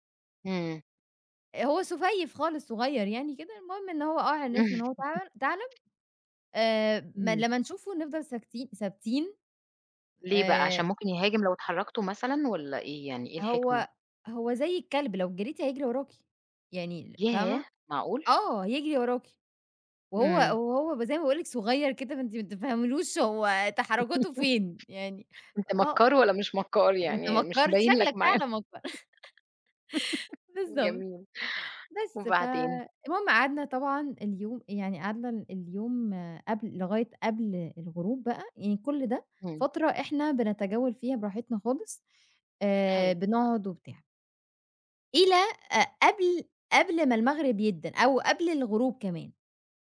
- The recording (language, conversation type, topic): Arabic, podcast, إيه أجمل غروب شمس أو شروق شمس شفته وإنت برّه مصر؟
- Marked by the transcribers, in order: laugh; tapping; "عرفنا" said as "عنفنا"; laugh; laughing while speaking: "معالم"; laugh